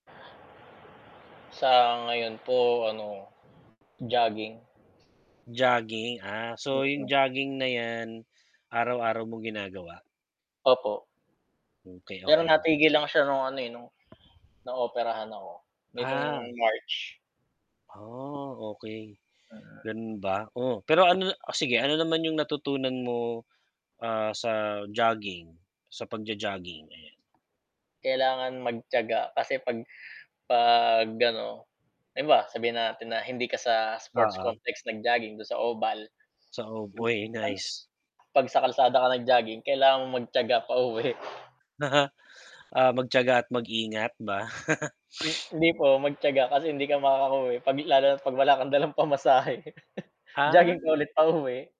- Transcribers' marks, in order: mechanical hum; static; distorted speech; tapping; other background noise; unintelligible speech; chuckle; other street noise; chuckle; sniff; chuckle; drawn out: "Ah"
- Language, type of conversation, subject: Filipino, unstructured, Ano ang natutunan mo mula sa iyong paboritong libangan?